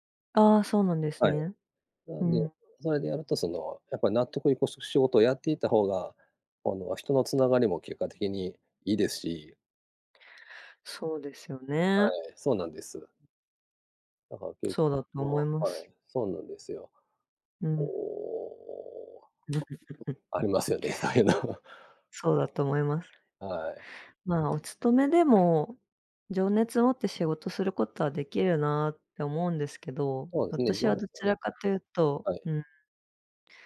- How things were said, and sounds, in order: laugh; unintelligible speech; unintelligible speech
- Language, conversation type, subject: Japanese, unstructured, 仕事で一番嬉しかった経験は何ですか？